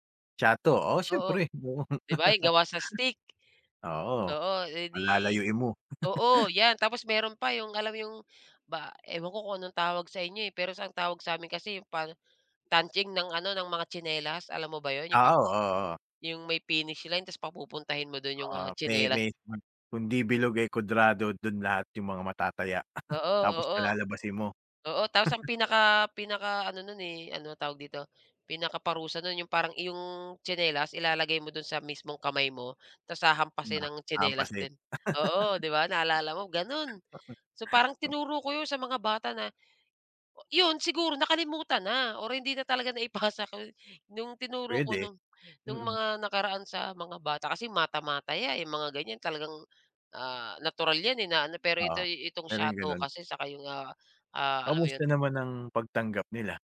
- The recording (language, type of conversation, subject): Filipino, podcast, Anong larong kalye ang hindi nawawala sa inyong purok, at paano ito nilalaro?
- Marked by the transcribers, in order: laugh; chuckle; chuckle; laugh; chuckle; laughing while speaking: "naipasa"